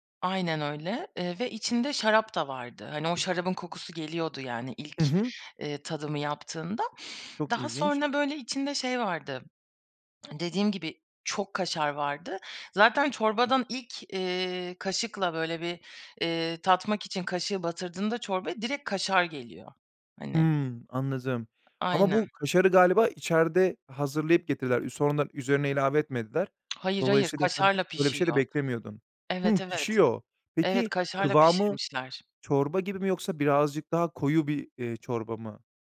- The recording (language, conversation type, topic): Turkish, podcast, Yerel yemekleri denerken seni en çok şaşırtan tat hangisiydi?
- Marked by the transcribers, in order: other background noise; tapping